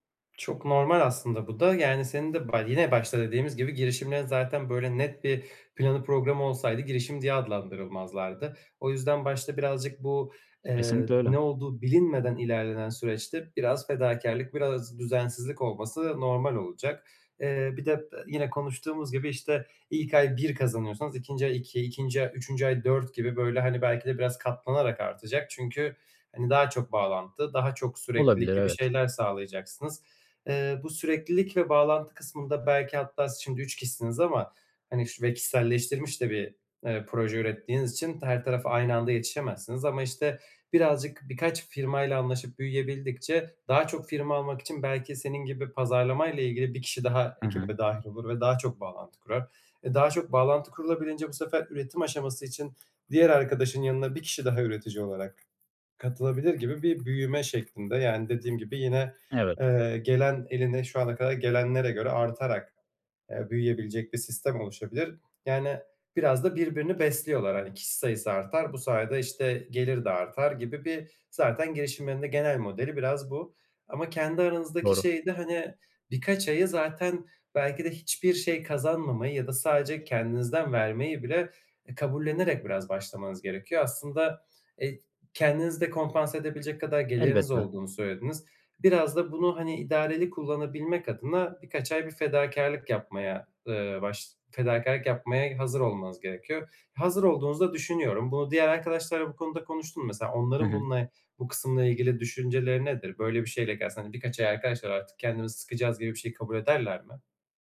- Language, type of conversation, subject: Turkish, advice, Kaynakları işimde daha verimli kullanmak için ne yapmalıyım?
- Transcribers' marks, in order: other background noise; tapping